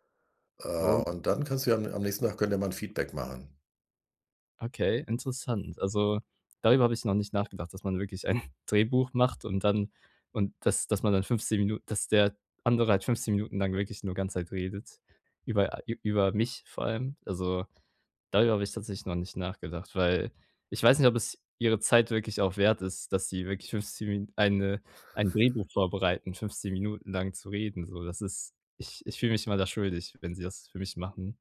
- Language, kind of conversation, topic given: German, advice, Warum fällt es mir schwer, meine eigenen Erfolge anzuerkennen?
- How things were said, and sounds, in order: other background noise; snort